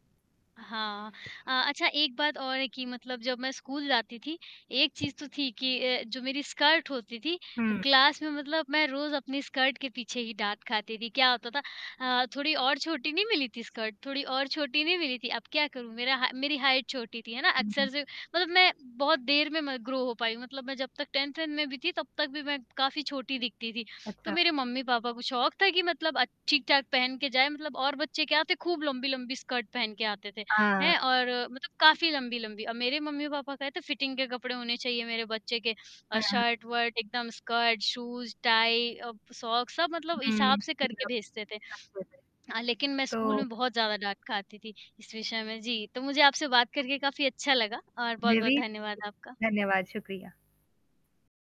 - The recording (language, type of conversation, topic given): Hindi, unstructured, आपके स्कूल की सबसे यादगार याद कौन सी है?
- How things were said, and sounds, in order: static; other background noise; in English: "हाइट"; in English: "ग्रो"; in English: "टेंथ"; in English: "फिटिंग"; in English: "शूज़"; in English: "सॉक्स"; unintelligible speech